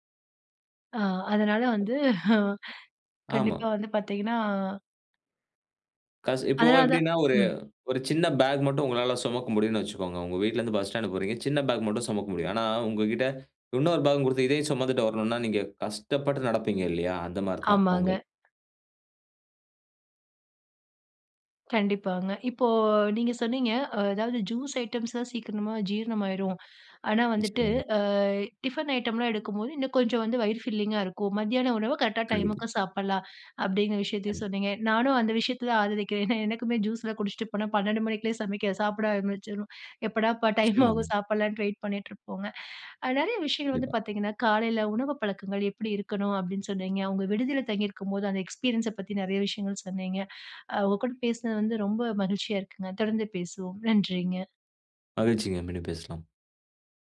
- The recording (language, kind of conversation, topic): Tamil, podcast, உங்கள் காலை உணவு பழக்கம் எப்படி இருக்கிறது?
- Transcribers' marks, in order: other noise; laugh; in English: "ஜூஸ் ஐட்டம்ஸ்"; in English: "டிஃபன் ஐட்டம்லாம்"; in English: "ஃபில்லிங்கா"; in English: "கரெக்டா டைமுக்கு"; laughing while speaking: "டைம் ஆகும்? சாப்பிடலான்னு வெயிட் பண்ணிட்டு இருப்போங்க"; in English: "டைம்"; in English: "எக்ஸ்பீரியன்ஸ"